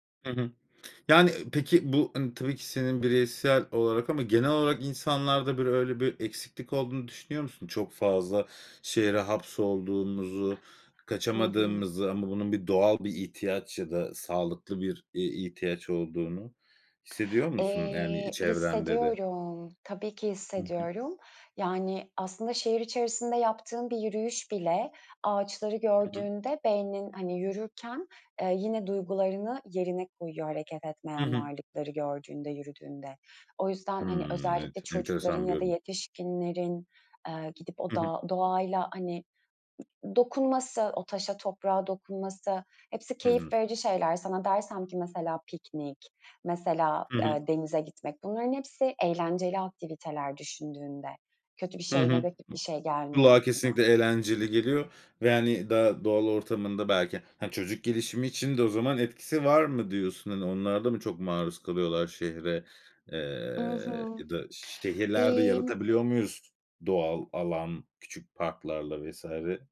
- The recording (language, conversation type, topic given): Turkish, podcast, Şehirde doğayla bağ kurmanın pratik yolları nelerdir?
- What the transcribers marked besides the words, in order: tapping; other background noise